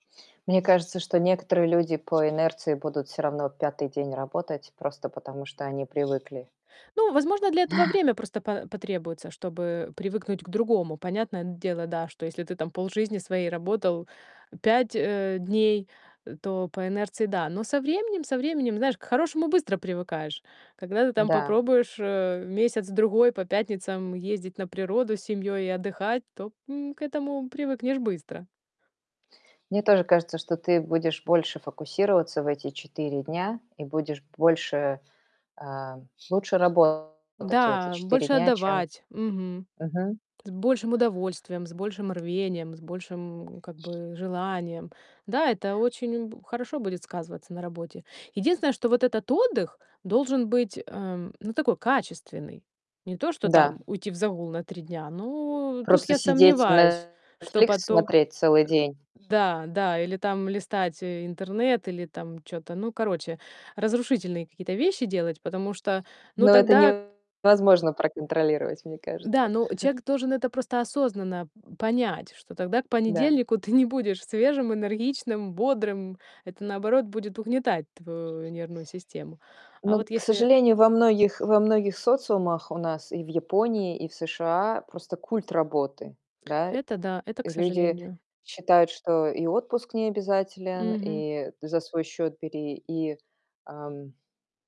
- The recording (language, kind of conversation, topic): Russian, podcast, Как справляться с профессиональным выгоранием?
- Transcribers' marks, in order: static; other background noise; chuckle; tapping; distorted speech; chuckle